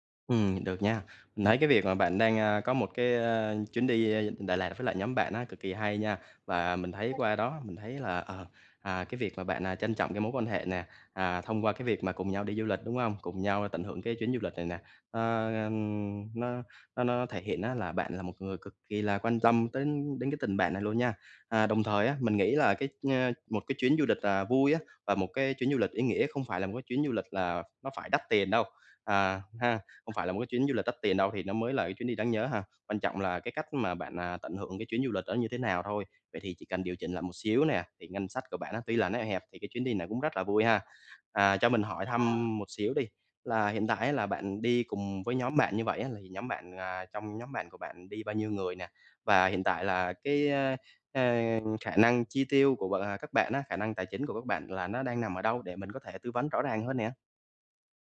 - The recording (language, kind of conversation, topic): Vietnamese, advice, Làm sao quản lý ngân sách và thời gian khi du lịch?
- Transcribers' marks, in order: other background noise; unintelligible speech; tapping